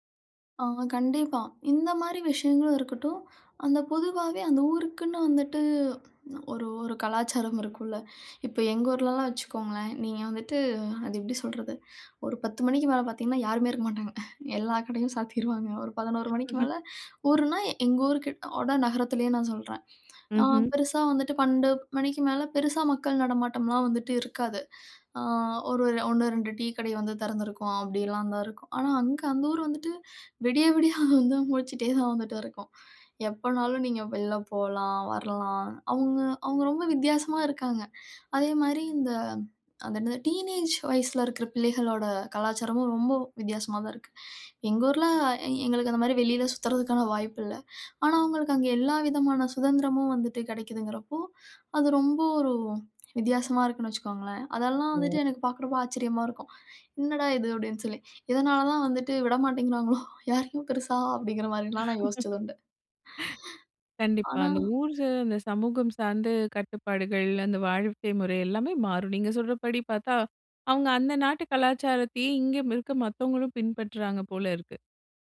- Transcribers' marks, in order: other background noise; laughing while speaking: "விடிய விடிய வந்து முழிச்சுட்டே தான் வந்துட்டு இருக்கும்"; in English: "டீனேஜ்"; surprised: "அதெல்லாம் வந்துட்டு, எனக்கு பார்க்குறப்போ ஆச்சரியமா இருக்கும். என்னடா இது? அப்படின்னு சொல்லி!"; laughing while speaking: "யாரையும் பெருசா, அப்படிங்கிற மாதிரிலாம்"; laugh
- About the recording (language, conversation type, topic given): Tamil, podcast, சுற்றுலா இடம் அல்லாமல், மக்கள் வாழ்வை உணர்த்திய ஒரு ஊரைப் பற்றி நீங்கள் கூற முடியுமா?